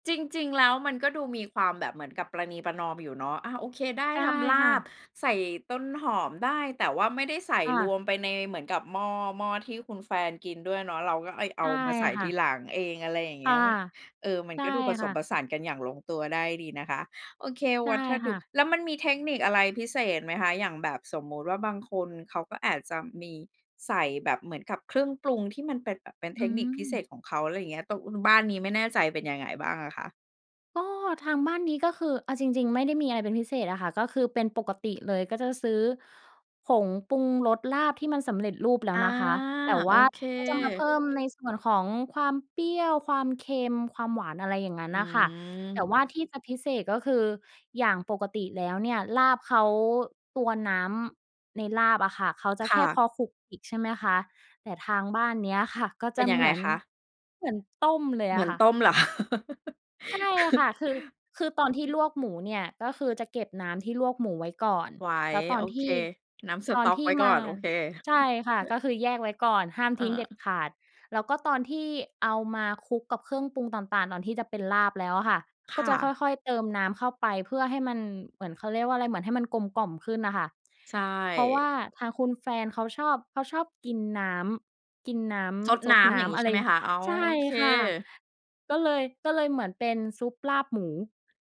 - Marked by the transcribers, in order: "วัสดุ" said as "วัตถดุ"; background speech; laughing while speaking: "คะ ?"; laugh; chuckle; tapping
- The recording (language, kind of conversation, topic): Thai, podcast, คุณชอบทำอาหารมื้อเย็นเมนูไหนมากที่สุด แล้วมีเรื่องราวอะไรเกี่ยวกับเมนูนั้นบ้าง?